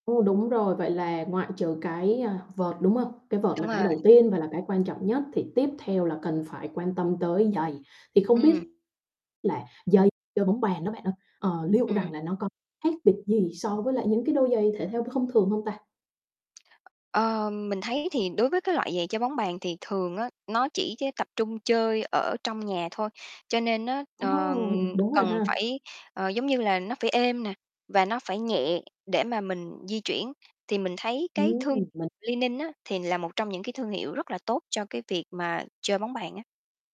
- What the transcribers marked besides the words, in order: static; distorted speech; other background noise; tapping; other noise; mechanical hum; laughing while speaking: "Ồ"
- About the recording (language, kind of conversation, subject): Vietnamese, podcast, Anh/chị có mẹo nào dành cho người mới bắt đầu không?
- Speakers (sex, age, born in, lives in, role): female, 25-29, Vietnam, Germany, host; female, 30-34, Vietnam, Vietnam, guest